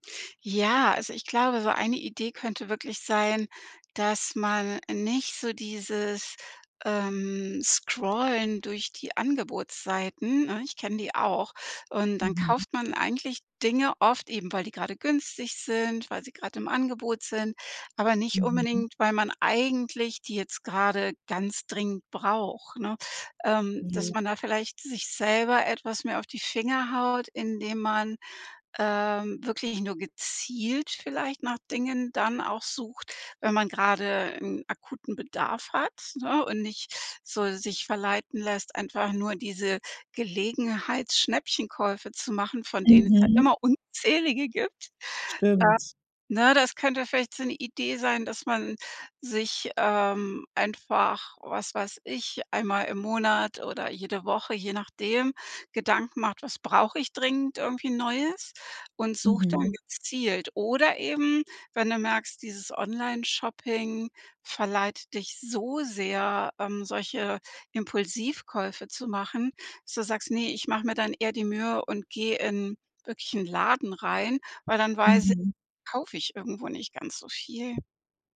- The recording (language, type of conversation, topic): German, advice, Wie kann ich es schaffen, konsequent Geld zu sparen und mein Budget einzuhalten?
- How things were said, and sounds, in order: stressed: "Scrollen"; stressed: "eigentlich"; stressed: "so sehr"